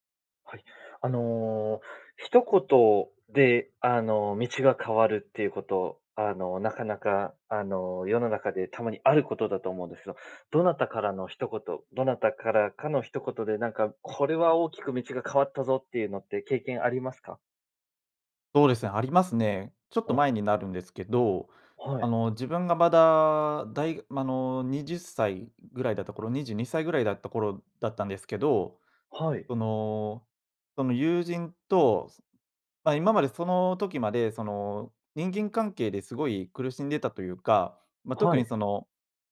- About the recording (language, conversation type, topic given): Japanese, podcast, 誰かの一言で人生の進む道が変わったことはありますか？
- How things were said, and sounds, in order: none